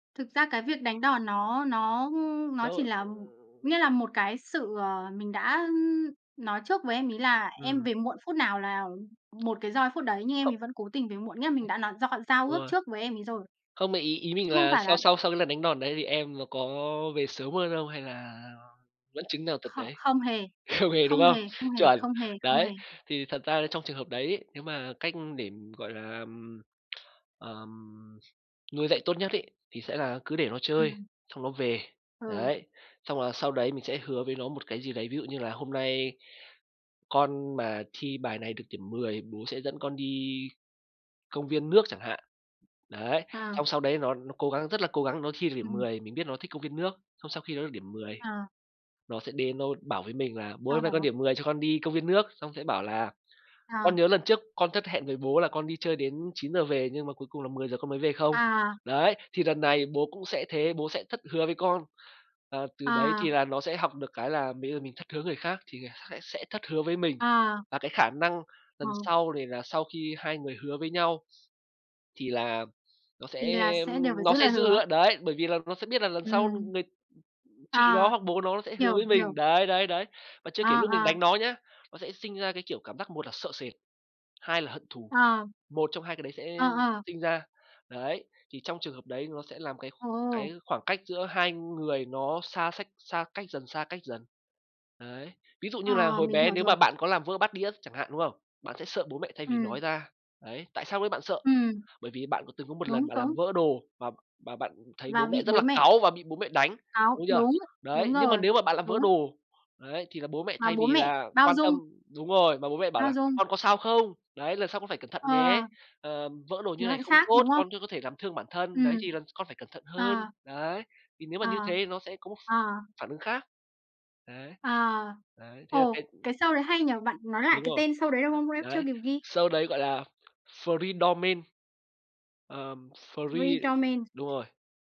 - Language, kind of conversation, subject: Vietnamese, unstructured, Bạn có thường xuyên tự đánh giá bản thân để phát triển không?
- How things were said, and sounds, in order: other noise; tapping; other background noise; laughing while speaking: "Không về"; "sẽ" said as "hẽ"; in English: "free"; "Freedomain" said as "thờ ri đo men"